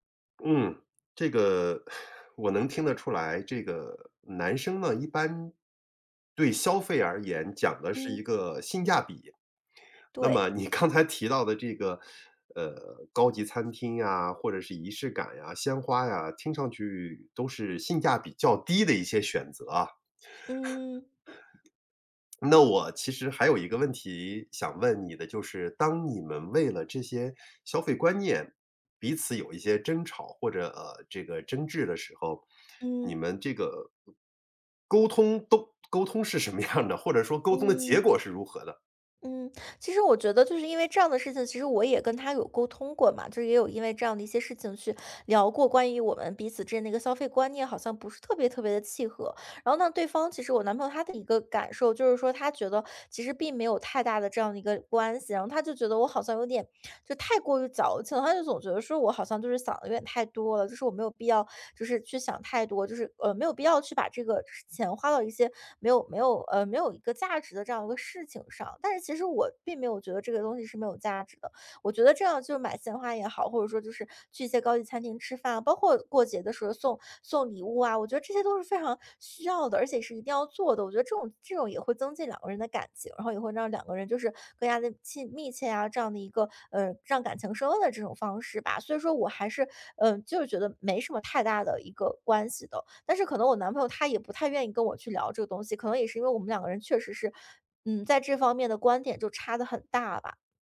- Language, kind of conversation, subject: Chinese, advice, 你最近一次因为花钱观念不同而与伴侣发生争执的情况是怎样的？
- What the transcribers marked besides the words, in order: chuckle; laughing while speaking: "你"; teeth sucking; chuckle; tapping; other background noise; laughing while speaking: "什么样的"; other noise